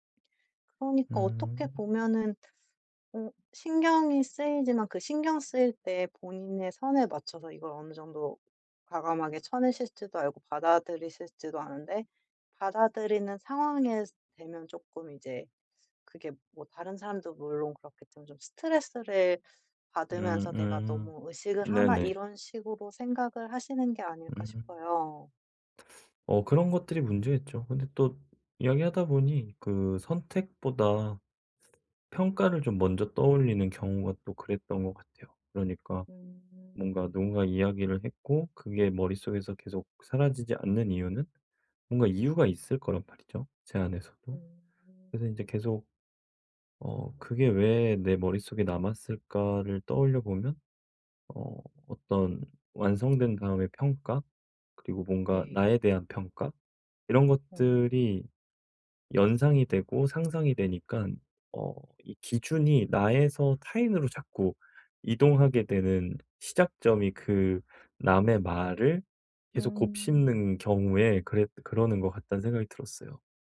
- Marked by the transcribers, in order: other background noise
- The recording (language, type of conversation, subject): Korean, advice, 다른 사람들이 나를 어떻게 볼지 너무 신경 쓰지 않으려면 어떻게 해야 하나요?